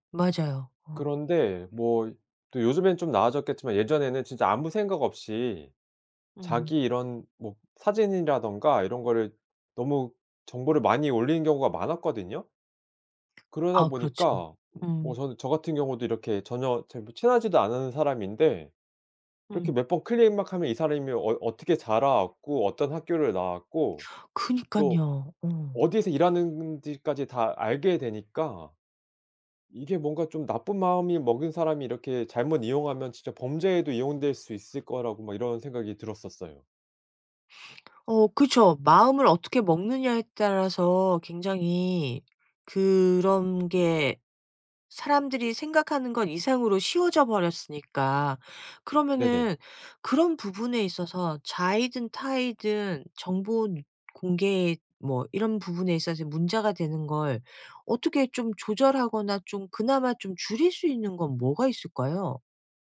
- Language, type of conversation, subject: Korean, podcast, 개인정보는 어느 정도까지 공개하는 것이 적당하다고 생각하시나요?
- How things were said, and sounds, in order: tapping; other background noise; "정보" said as "정본"